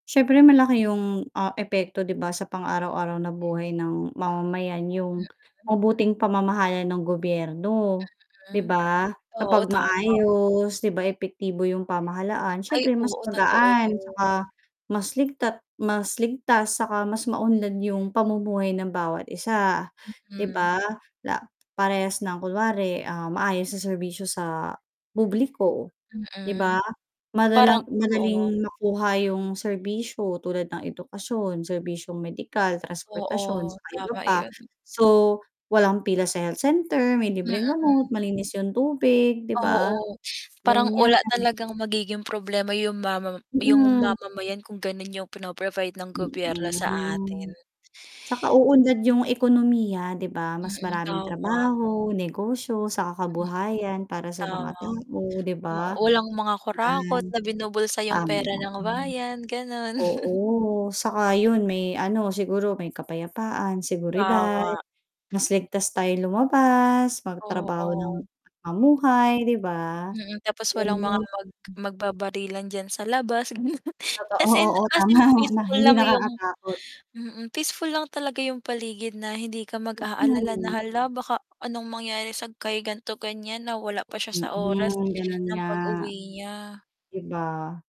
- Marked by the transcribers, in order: static; tapping; distorted speech; other background noise; mechanical hum; chuckle; chuckle; laughing while speaking: "tama"; background speech
- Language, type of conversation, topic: Filipino, unstructured, Ano ang pinakamahalagang tungkulin ng gobyerno sa pang-araw-araw na buhay?